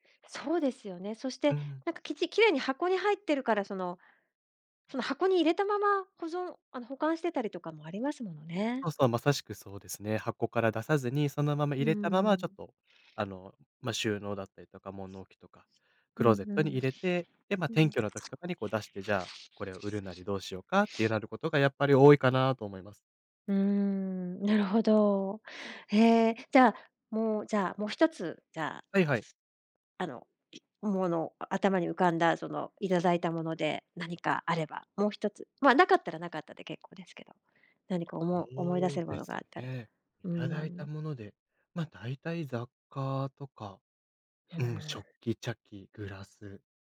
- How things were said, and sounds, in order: tapping; other background noise
- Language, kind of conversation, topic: Japanese, podcast, 物を減らすときは、どんなルールを決めるといいですか？